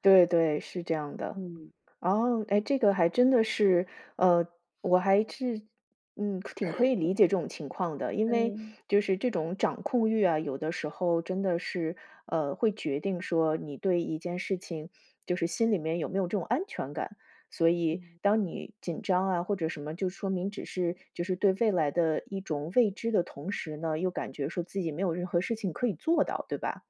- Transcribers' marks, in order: chuckle
- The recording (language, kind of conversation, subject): Chinese, advice, 你在经历恐慌发作时通常如何求助与应对？